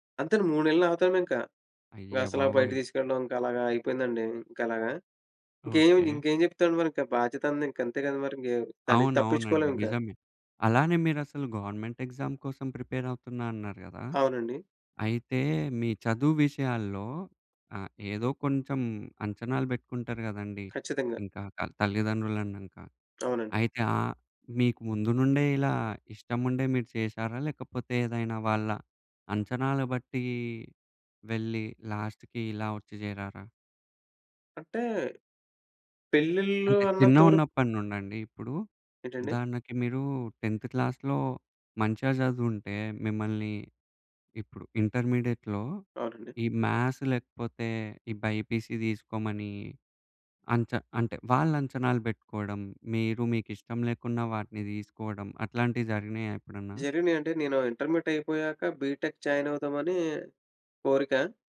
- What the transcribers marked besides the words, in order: in English: "గవర్నమెంట్ ఎక్సామ్"; tapping; in English: "లాస్ట్‌కి"; in English: "టెన్త్ క్లాస్‌లో"; in English: "ఇంటర్మీడియట్‌లో"; in English: "మ్యాథ్స్"; in English: "బైపీసీ"; in English: "బీటెక్"
- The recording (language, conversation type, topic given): Telugu, podcast, కుటుంబ నిరీక్షణలు మీ నిర్ణయాలపై ఎలా ప్రభావం చూపించాయి?